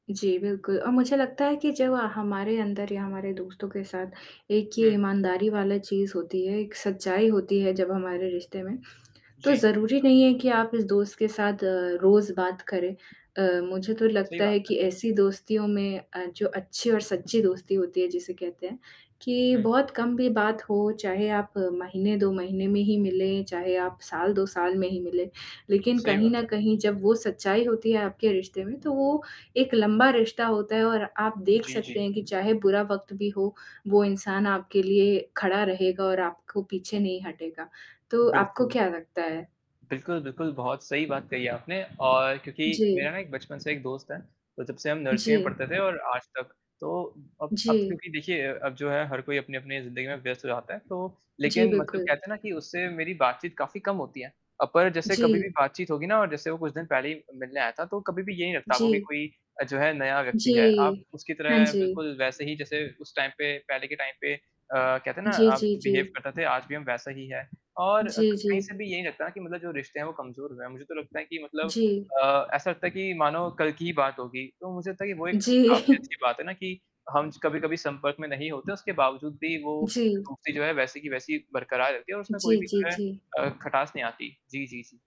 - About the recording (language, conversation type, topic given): Hindi, unstructured, आपके लिए एक अच्छा दोस्त कौन होता है?
- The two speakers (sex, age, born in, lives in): female, 25-29, India, France; male, 18-19, India, India
- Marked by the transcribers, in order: static; other background noise; distorted speech; in English: "टाइम"; in English: "टाइम"; in English: "बिहेव"; chuckle; tapping